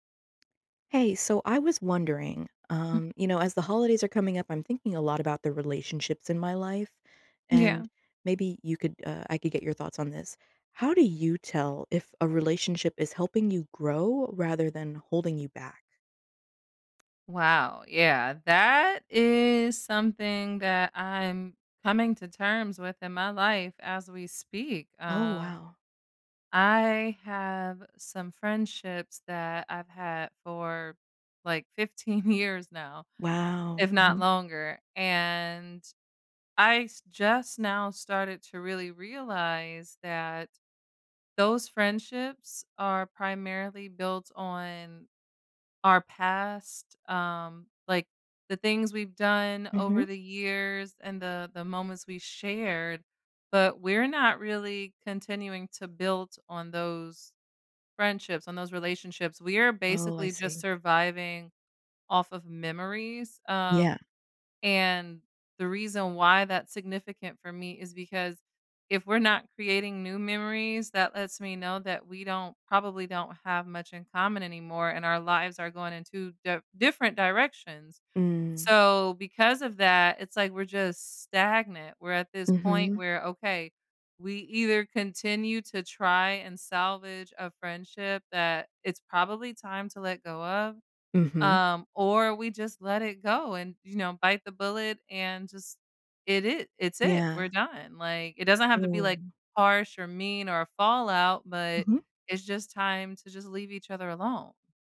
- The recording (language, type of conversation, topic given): English, unstructured, How can I tell if a relationship helps or holds me back?
- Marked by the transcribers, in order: tapping; laughing while speaking: "years"